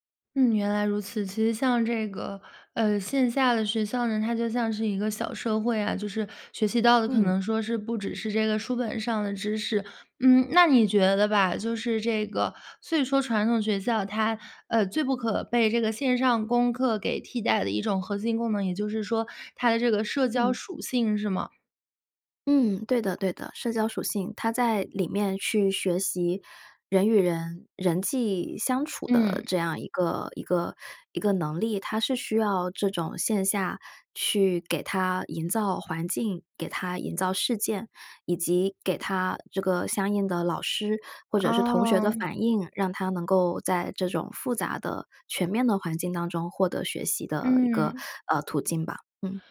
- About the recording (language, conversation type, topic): Chinese, podcast, 未来的学习还需要传统学校吗？
- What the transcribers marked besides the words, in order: tapping